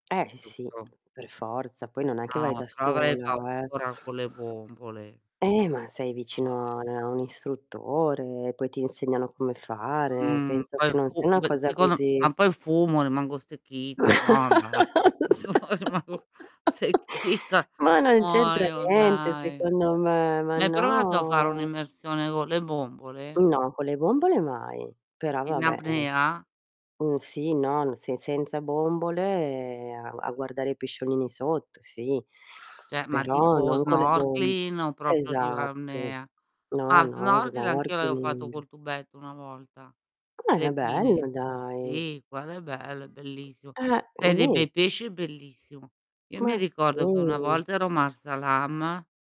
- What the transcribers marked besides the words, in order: distorted speech; tapping; unintelligible speech; other background noise; chuckle; laughing while speaking: "remago secchita"; "Rimango" said as "remago"; laugh; laughing while speaking: "no se"; "stecchita" said as "secchita"; laugh; drawn out: "no!"; "con" said as "go"; "Cioè" said as "ceh"; "proprio" said as "propio"; "apnea" said as "arnea"; "snorkeling" said as "snorchil"; "pinne" said as "pine"; "quello" said as "quelo"; "bello" said as "belo"; horn
- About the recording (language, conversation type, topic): Italian, unstructured, Quale esperienza ti sembra più unica: un volo in parapendio o un’immersione subacquea?
- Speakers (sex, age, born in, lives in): female, 50-54, Italy, Italy; female, 55-59, Italy, Italy